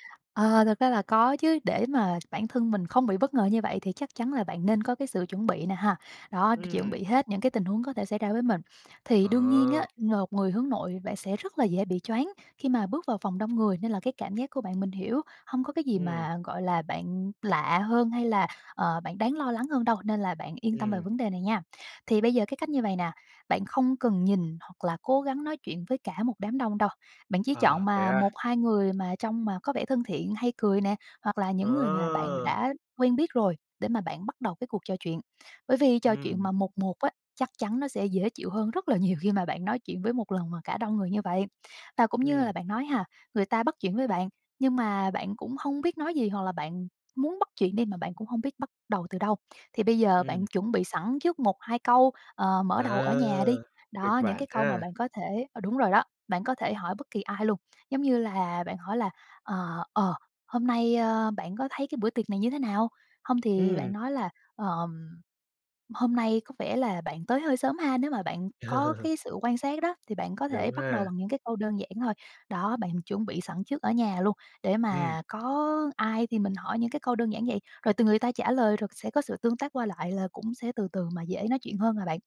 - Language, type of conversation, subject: Vietnamese, advice, Bạn đã trải qua cơn hoảng loạn như thế nào?
- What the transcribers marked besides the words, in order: tapping; other background noise; chuckle